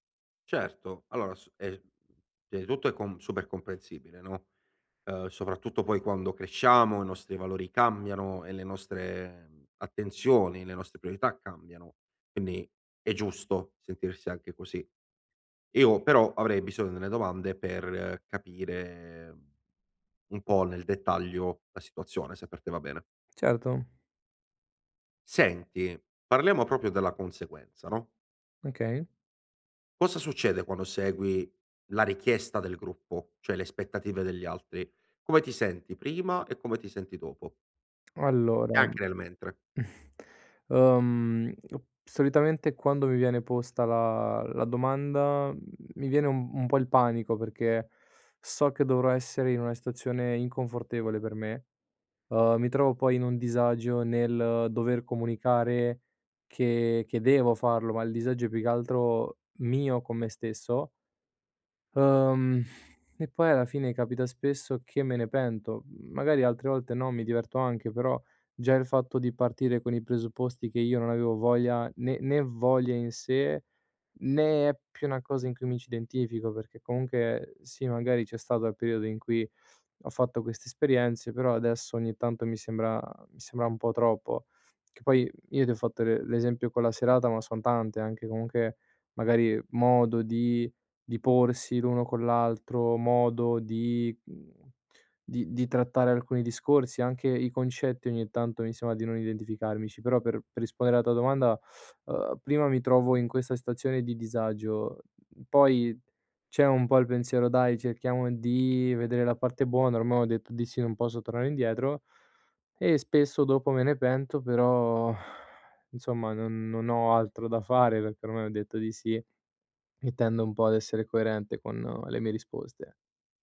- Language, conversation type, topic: Italian, advice, Come posso restare fedele ai miei valori senza farmi condizionare dalle aspettative del gruppo?
- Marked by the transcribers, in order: tapping; other background noise; "proprio" said as "propio"; "aspettative" said as "spettative"; chuckle; unintelligible speech; exhale; "sembra" said as "sema"; sigh